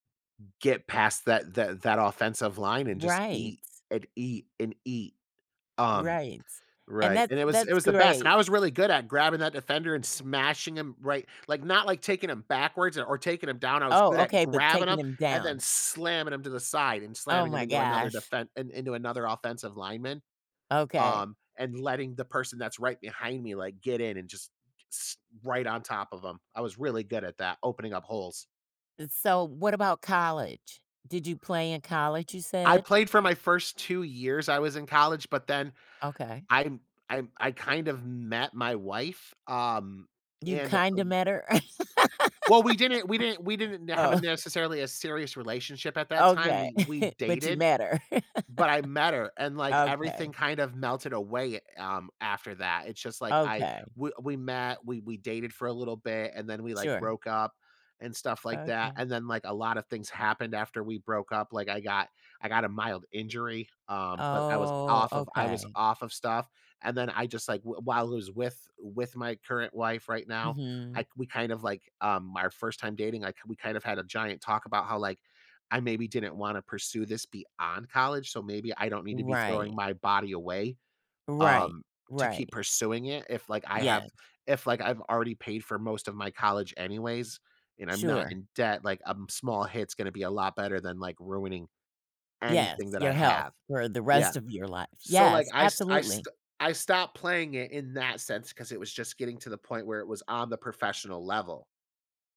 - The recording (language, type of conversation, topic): English, podcast, How did childhood games shape who you are today?
- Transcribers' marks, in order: tapping; other background noise; laugh; laughing while speaking: "Oh"; chuckle; laugh; drawn out: "Oh"